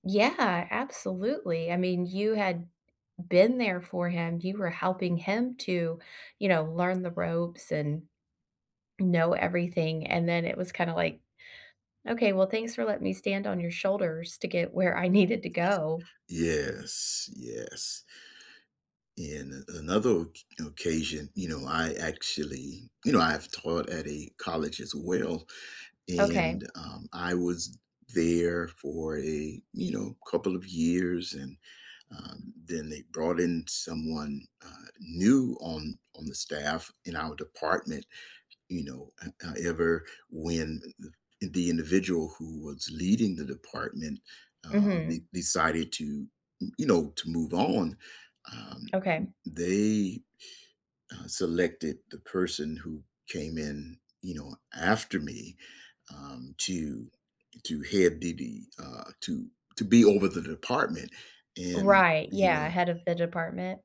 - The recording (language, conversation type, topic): English, unstructured, Have you ever felt overlooked for a promotion?
- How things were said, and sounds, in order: other background noise; laughing while speaking: "needed"